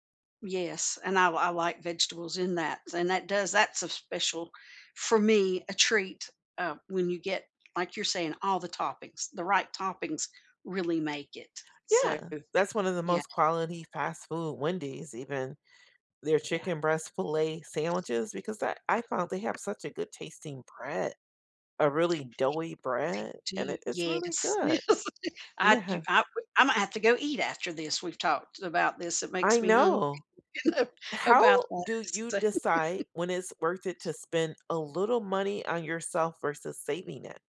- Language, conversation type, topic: English, unstructured, What is your favorite way to treat yourself without overspending?
- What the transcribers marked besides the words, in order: other background noise; tapping; laughing while speaking: "yes"; laughing while speaking: "Yeah"; laughing while speaking: "you know"; chuckle